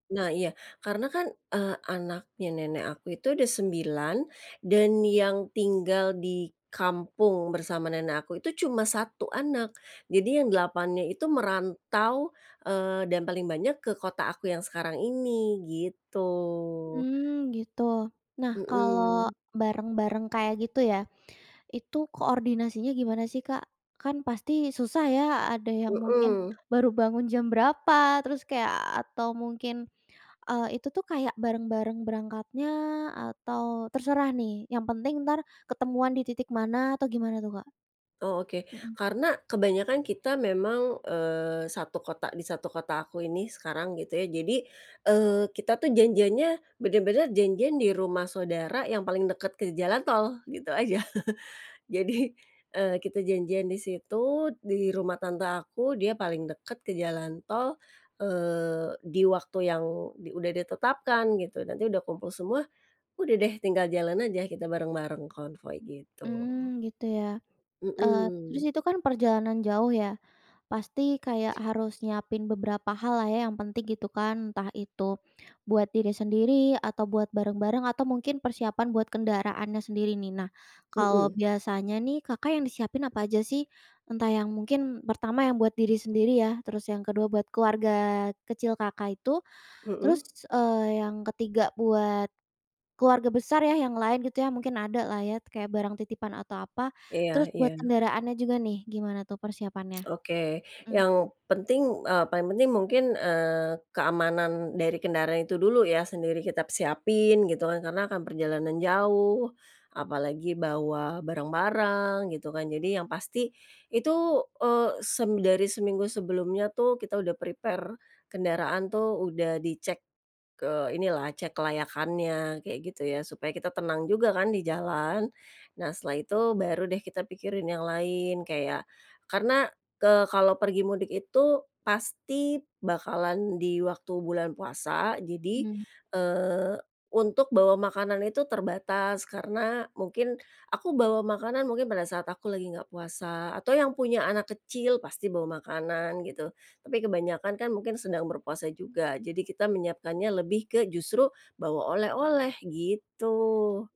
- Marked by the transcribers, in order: other background noise; tapping; chuckle; laughing while speaking: "Jadi"; lip smack; in English: "prepare"
- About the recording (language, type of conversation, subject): Indonesian, podcast, Bisa ceritakan tradisi keluarga yang paling berkesan buatmu?